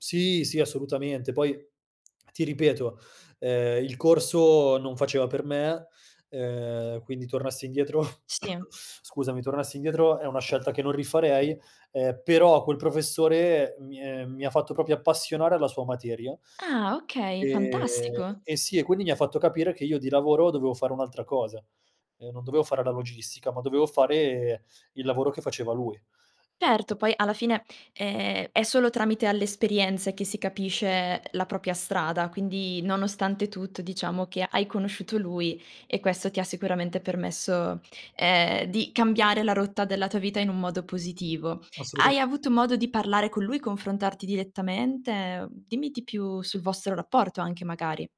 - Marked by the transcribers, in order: tapping; cough; "proprio" said as "propio"; other background noise; "propria" said as "propia"
- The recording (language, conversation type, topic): Italian, podcast, Quale mentore ha avuto il maggiore impatto sulla tua carriera?